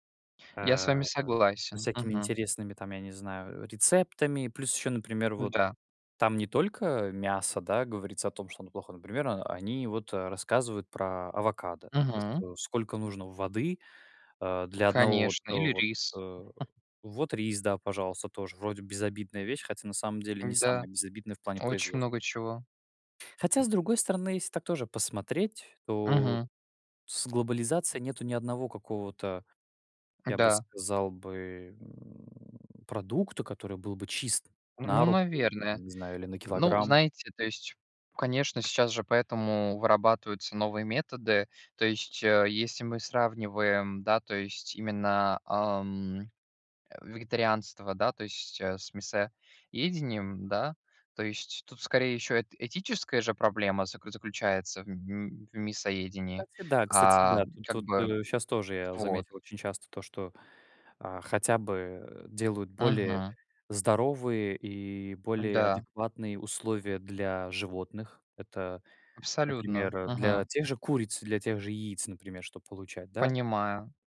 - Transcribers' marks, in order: chuckle; tapping
- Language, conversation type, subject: Russian, unstructured, Почему многие считают, что вегетарианство навязывается обществу?